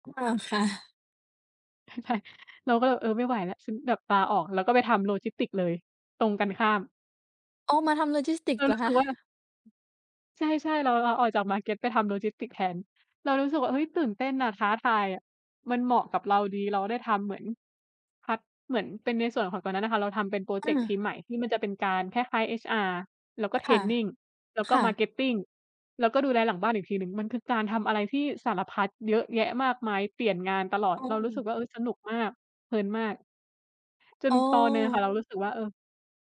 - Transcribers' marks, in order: laughing while speaking: "ใช่"
- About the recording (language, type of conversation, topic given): Thai, unstructured, อะไรที่ทำให้คุณรู้สึกหมดไฟกับงาน?